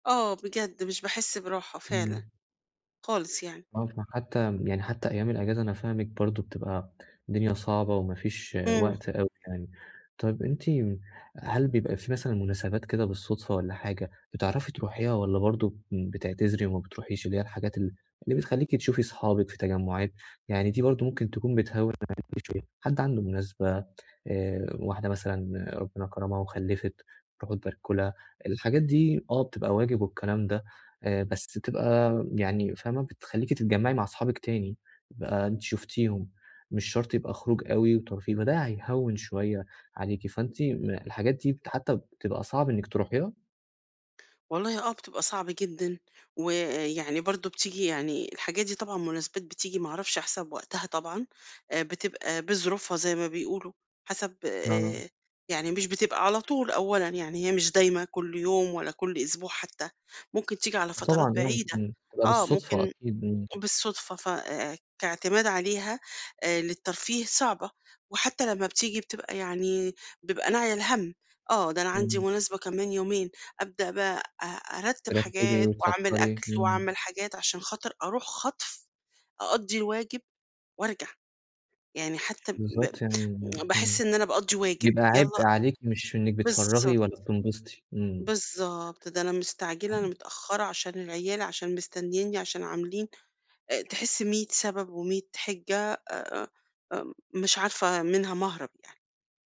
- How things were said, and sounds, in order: unintelligible speech; unintelligible speech
- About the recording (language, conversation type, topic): Arabic, advice, إزاي ألاقي وقت لأنشطة ترفيهية رغم إن جدولي مليان؟